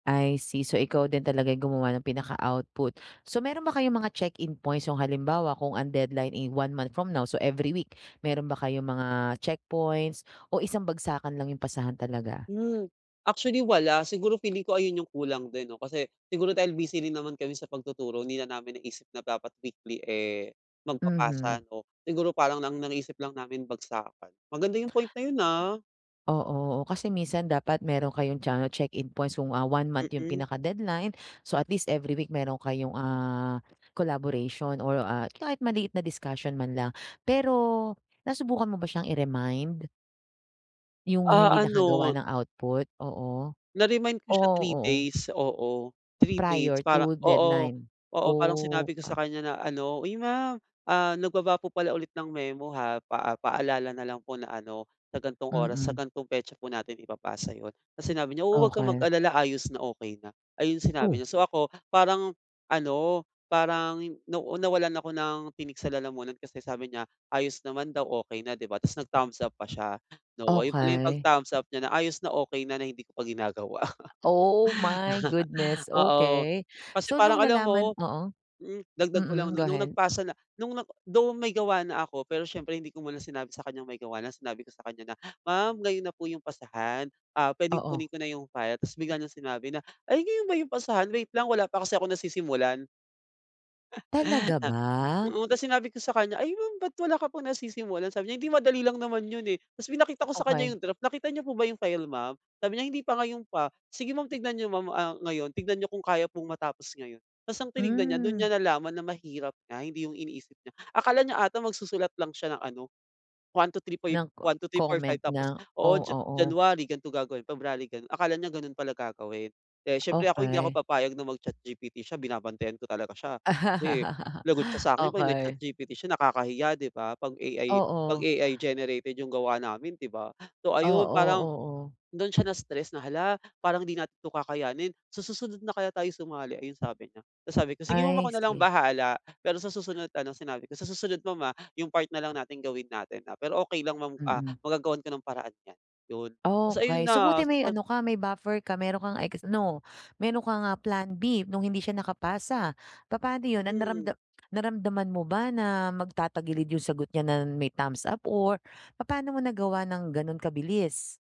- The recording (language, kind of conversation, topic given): Filipino, advice, Paano namin mapapanatili ang motibasyon sa aming kolaborasyon?
- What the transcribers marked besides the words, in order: tapping; other background noise; wind; laugh; stressed: "Oh, my goodness"; chuckle; laugh